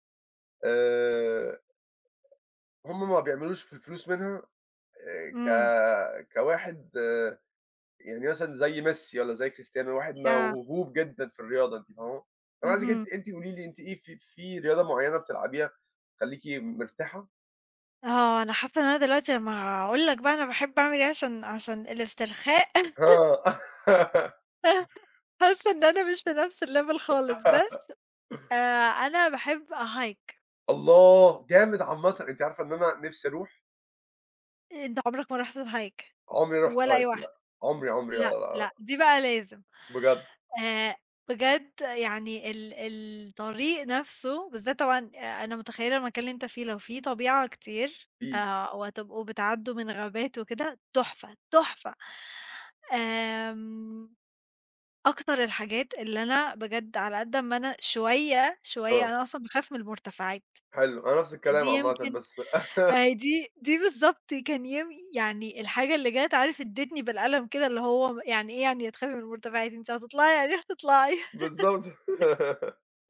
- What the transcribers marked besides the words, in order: other background noise; laugh; tapping; laugh; in English: "الlevel"; in English: "أhike"; in English: "الHike؟"; in English: "Hike"; laugh; laugh
- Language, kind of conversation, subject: Arabic, unstructured, عندك هواية بتساعدك تسترخي؟ إيه هي؟